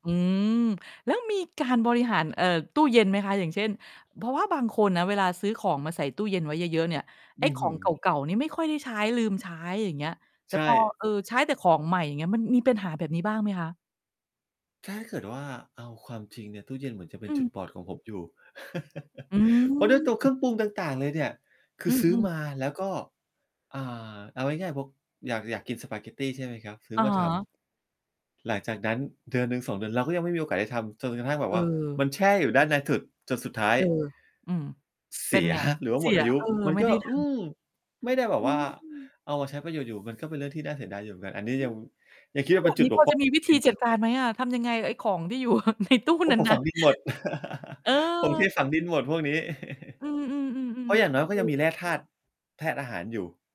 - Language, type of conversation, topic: Thai, podcast, มีวิธีลดอาหารเหลือทิ้งในบ้านอย่างไรบ้าง?
- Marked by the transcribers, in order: tapping; distorted speech; chuckle; drawn out: "อืม"; other noise; other background noise; laughing while speaking: "อยู่ในตู้นั้นน่ะ"; laugh; mechanical hum; chuckle